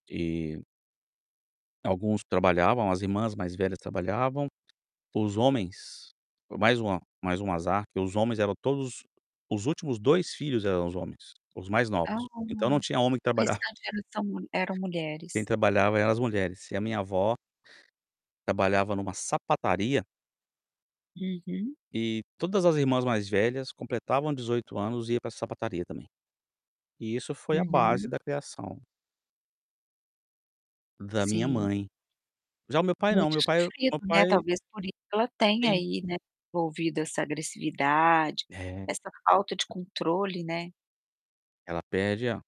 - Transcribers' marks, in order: other background noise; tapping; distorted speech; chuckle
- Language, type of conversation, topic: Portuguese, podcast, Como as redes de apoio influenciam a saúde mental?